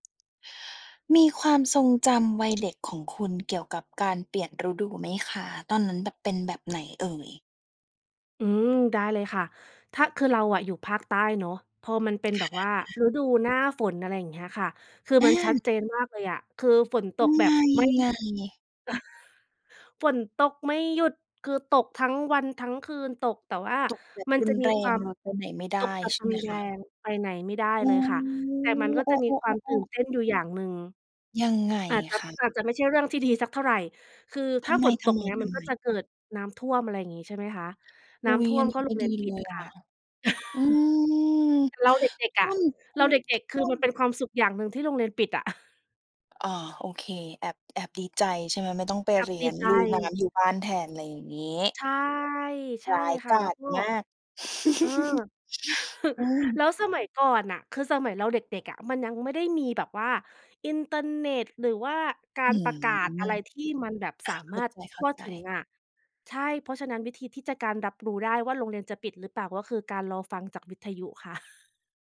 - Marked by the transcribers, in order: chuckle; other background noise; chuckle; chuckle; chuckle; laugh; chuckle
- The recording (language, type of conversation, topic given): Thai, podcast, ความทรงจำในวัยเด็กของคุณเกี่ยวกับช่วงเปลี่ยนฤดูเป็นอย่างไร?